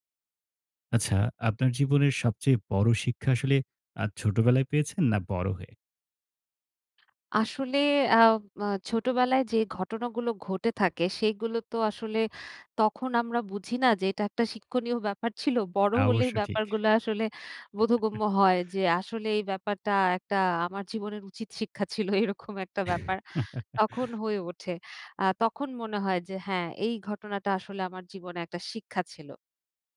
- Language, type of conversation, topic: Bengali, podcast, জীবনে সবচেয়ে বড় শিক্ষা কী পেয়েছো?
- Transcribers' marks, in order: chuckle; laughing while speaking: "এরকম একটা ব্যাপার"; chuckle